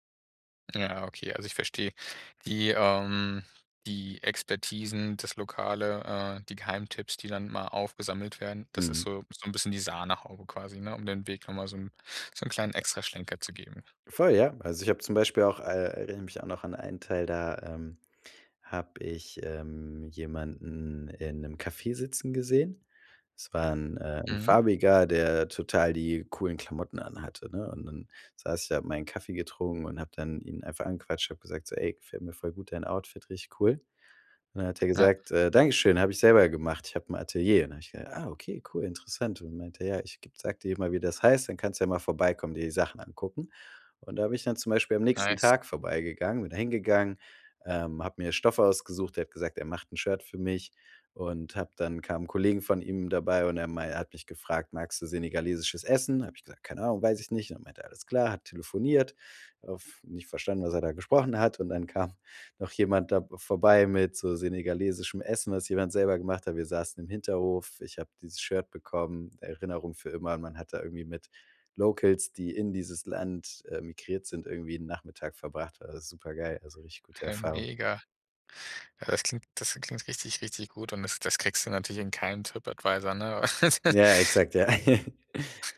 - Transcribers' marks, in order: in English: "Nice"; laughing while speaking: "kam"; chuckle
- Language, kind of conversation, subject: German, podcast, Wie findest du versteckte Ecken in fremden Städten?